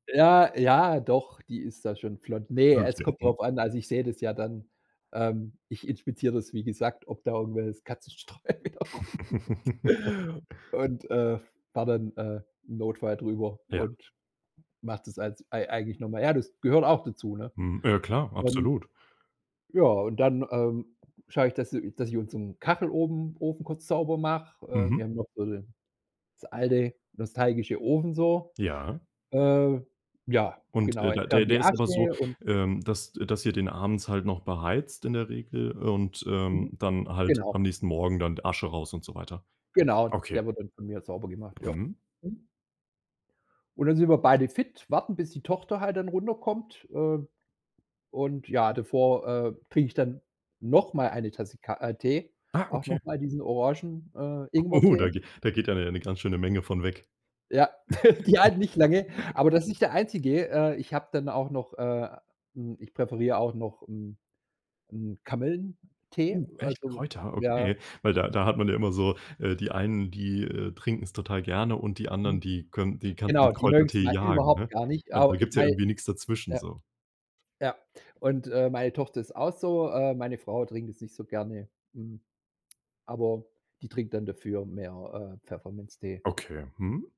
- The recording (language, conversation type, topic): German, podcast, Wie sieht ein typisches Morgenritual in deiner Familie aus?
- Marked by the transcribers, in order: laugh; laughing while speaking: "wieder rumliegt"; giggle; laugh; surprised: "Uh. Echt? Kräuter?"